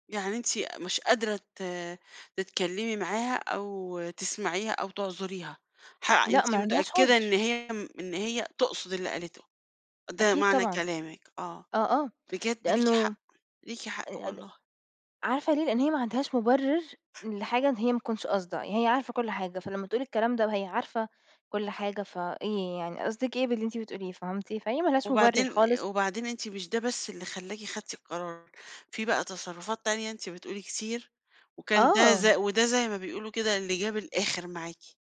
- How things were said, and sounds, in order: unintelligible speech; tapping
- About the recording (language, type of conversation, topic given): Arabic, advice, إزاي بتتعاملوا مع الغيرة أو الحسد بين صحاب قريبين؟